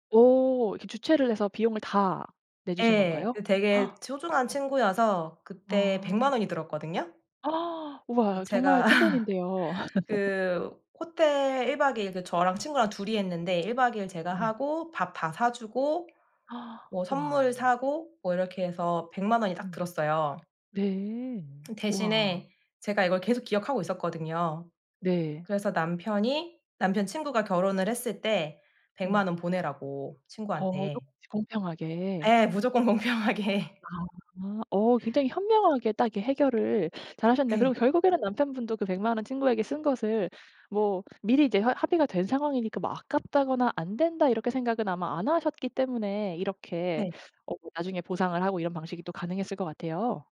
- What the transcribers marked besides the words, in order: gasp; gasp; laughing while speaking: "제가"; laugh; tapping; gasp; laughing while speaking: "무조건 공평하게"
- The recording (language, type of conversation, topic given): Korean, podcast, 돈 문제로 갈등이 생기면 보통 어떻게 해결하시나요?